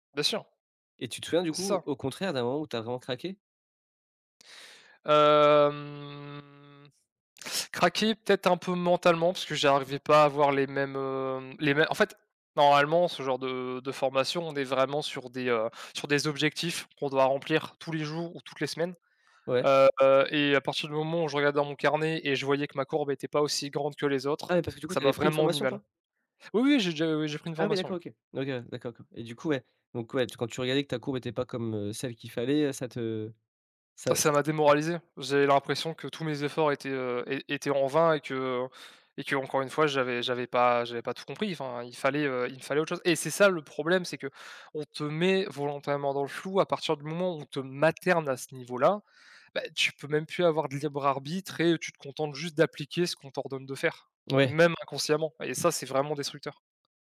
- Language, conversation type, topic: French, podcast, Comment fais-tu pour éviter de te comparer aux autres sur les réseaux sociaux ?
- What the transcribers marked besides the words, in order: other background noise; drawn out: "Hem"; tapping; stressed: "materne"